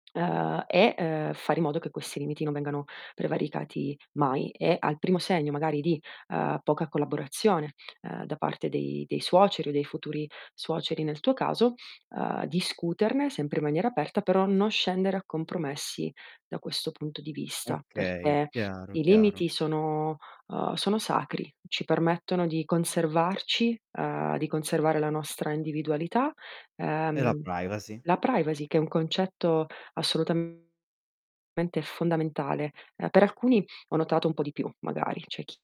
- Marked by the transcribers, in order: tapping; distorted speech
- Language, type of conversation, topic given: Italian, advice, Come posso gestire un conflitto con i suoceri riguardo al rispetto dei miei confini personali?